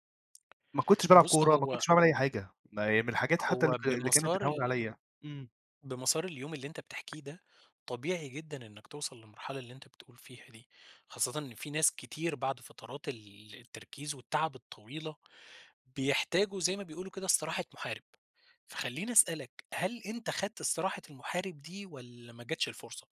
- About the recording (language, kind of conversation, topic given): Arabic, advice, إزاي بتوصف الإرهاق الذهني اللي بيجيلك بعد ساعات تركيز طويلة، وليه بتلاقي صعوبة إنك تتعافى منه؟
- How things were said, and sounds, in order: tapping